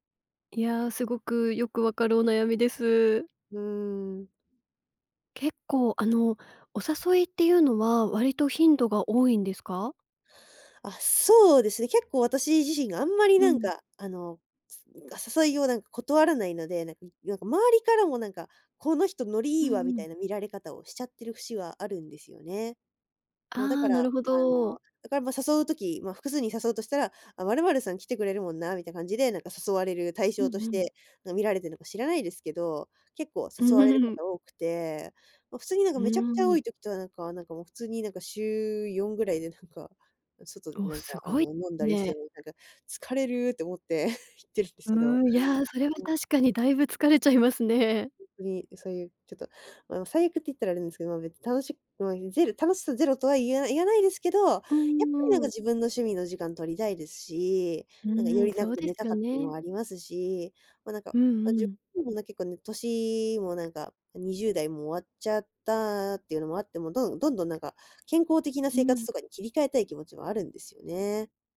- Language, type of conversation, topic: Japanese, advice, 誘いを断れずにストレスが溜まっている
- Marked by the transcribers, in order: laughing while speaking: "うん"; chuckle